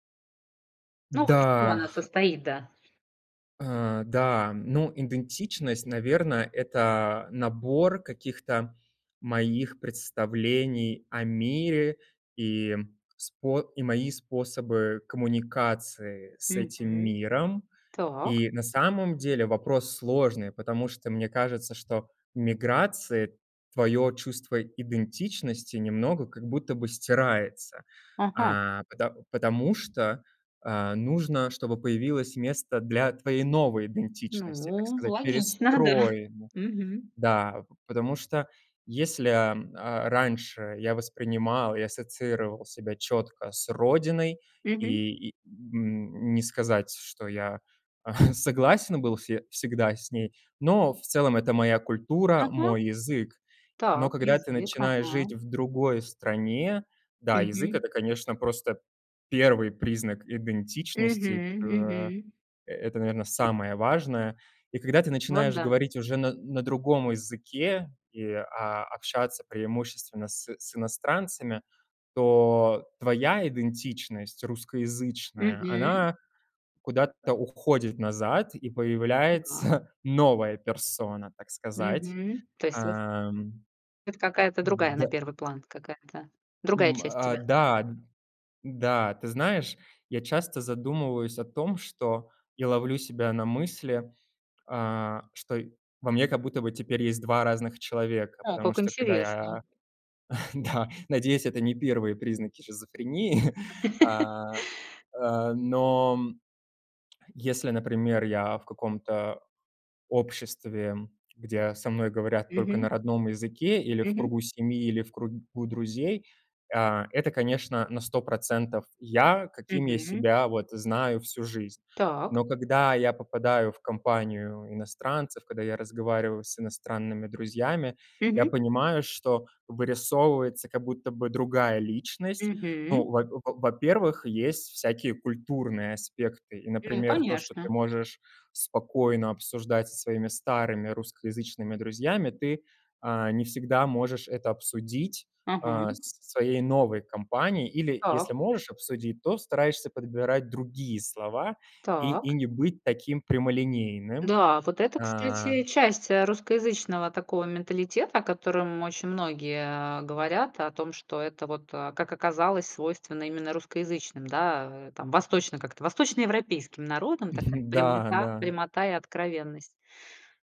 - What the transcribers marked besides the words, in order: laughing while speaking: "логично, да"; tapping; chuckle; other background noise; laughing while speaking: "появляется"; chuckle; laughing while speaking: "да"; laughing while speaking: "шизофрении"; chuckle; chuckle
- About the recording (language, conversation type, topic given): Russian, podcast, Как миграция или переезд повлияли на ваше чувство идентичности?